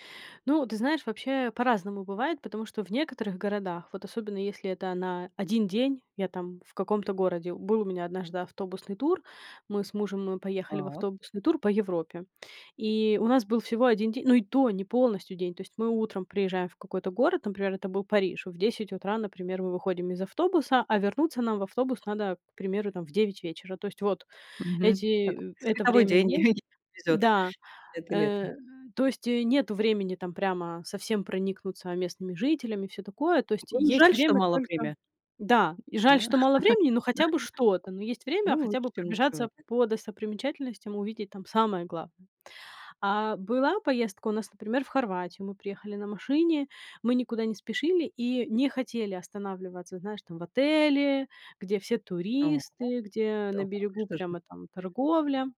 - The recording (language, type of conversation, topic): Russian, podcast, Как вы находите баланс между туристическими местами и местной жизнью?
- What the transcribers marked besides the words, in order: other background noise; chuckle; other noise